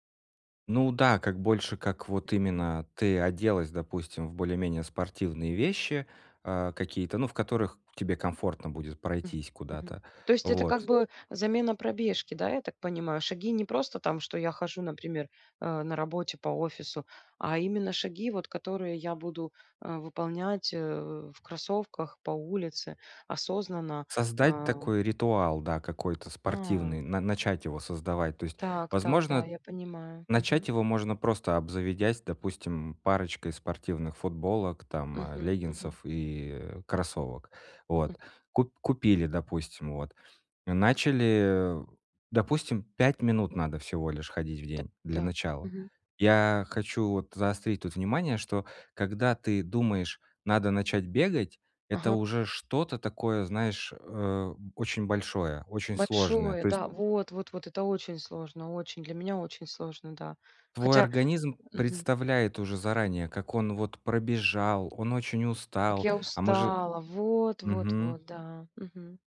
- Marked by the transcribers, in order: throat clearing; tapping
- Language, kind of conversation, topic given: Russian, advice, Как начать формировать полезные привычки маленькими шагами каждый день?